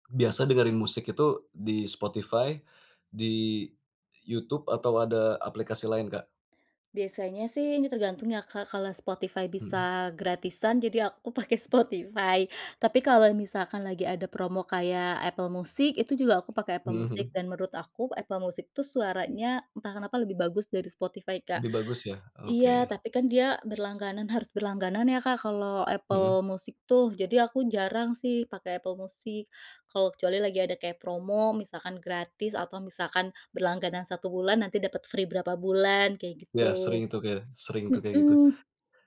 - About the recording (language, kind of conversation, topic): Indonesian, podcast, Bagaimana biasanya kamu menemukan musik baru?
- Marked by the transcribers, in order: laughing while speaking: "pakai Spotify"; in English: "free"